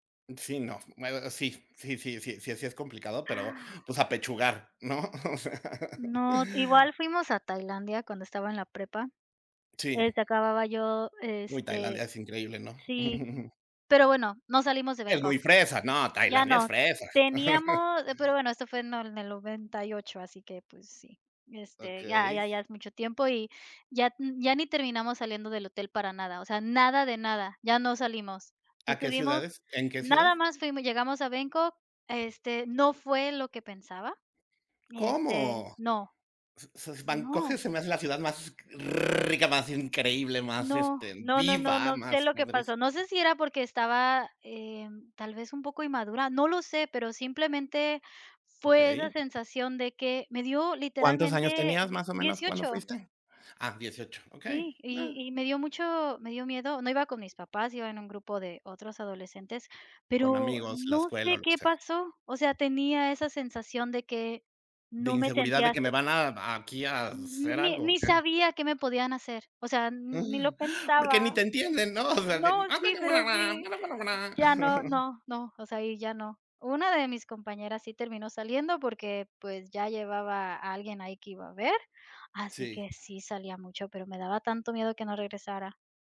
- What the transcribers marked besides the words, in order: laughing while speaking: "¿no? O esa"; chuckle; chuckle; unintelligible speech; chuckle
- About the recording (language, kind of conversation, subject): Spanish, unstructured, ¿Viajarías a un lugar con fama de ser inseguro?